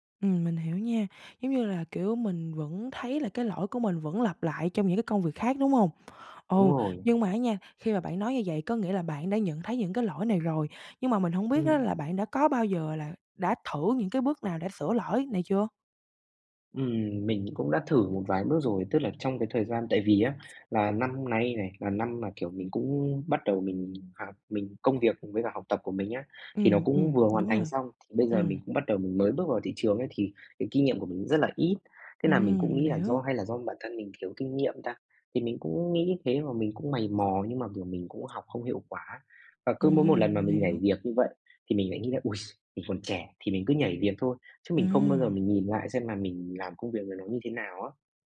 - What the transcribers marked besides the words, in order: tapping; other background noise
- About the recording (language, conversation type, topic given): Vietnamese, advice, Làm sao tôi có thể học từ những sai lầm trong sự nghiệp để phát triển?